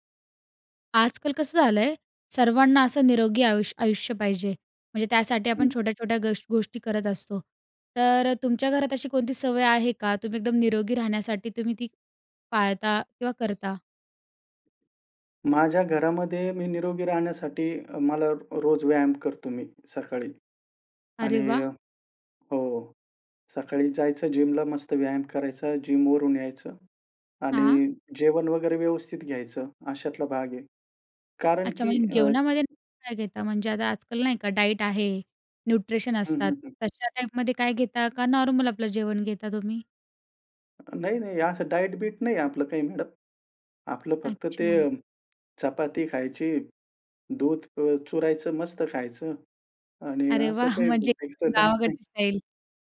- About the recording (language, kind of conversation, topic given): Marathi, podcast, कुटुंबात निरोगी सवयी कशा रुजवता?
- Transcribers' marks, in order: other background noise; unintelligible speech; in English: "डायट"; in English: "न्यूट्रिशन"; in English: "डायट-बीयट"; in English: "एक्स्ट्रा डायट"; laughing while speaking: "म्हणजे"